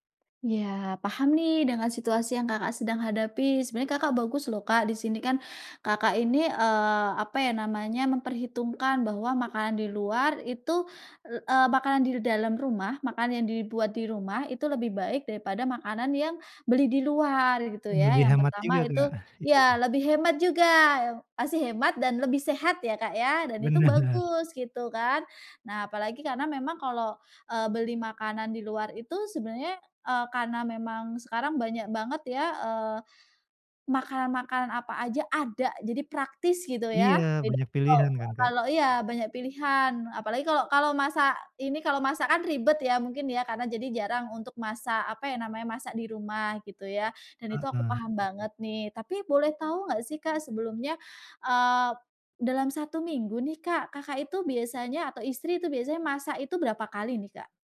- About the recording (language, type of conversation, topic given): Indonesian, advice, Bagaimana cara membuat daftar belanja yang praktis dan hemat waktu untuk makanan sehat mingguan?
- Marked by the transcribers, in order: chuckle; laughing while speaking: "Bener"